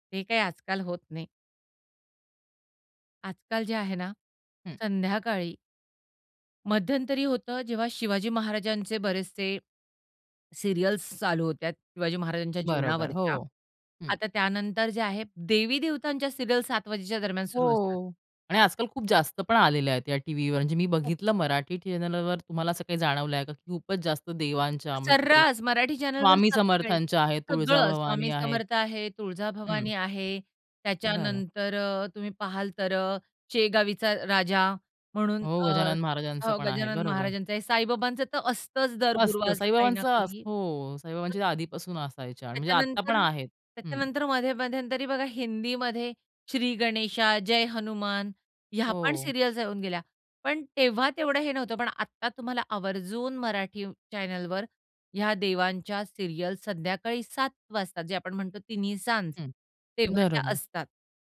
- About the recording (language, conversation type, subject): Marathi, podcast, सध्या टीव्ही मालिकांमध्ये कोणते ट्रेंड दिसतात?
- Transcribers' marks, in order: in English: "सीरियल्स"; tapping; in English: "सीरियल्स"; other background noise; in English: "चॅनेलवर"; in English: "चॅनेलवर"; unintelligible speech; in English: "सीरियल्स"; in English: "चॅनलवर"; in English: "सीरियल्स"